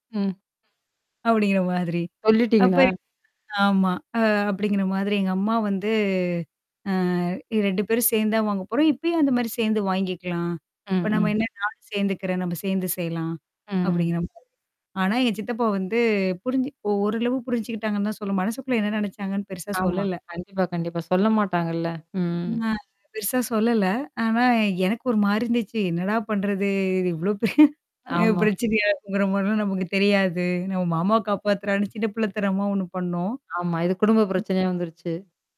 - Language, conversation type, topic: Tamil, podcast, உறவுகளில் கடினமான உண்மைகளை சொல்ல வேண்டிய நேரத்தில், இரக்கம் கலந்த அணுகுமுறையுடன் எப்படிப் பேச வேண்டும்?
- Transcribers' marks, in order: tapping; static; other background noise; drawn out: "வந்து"; distorted speech; unintelligible speech; mechanical hum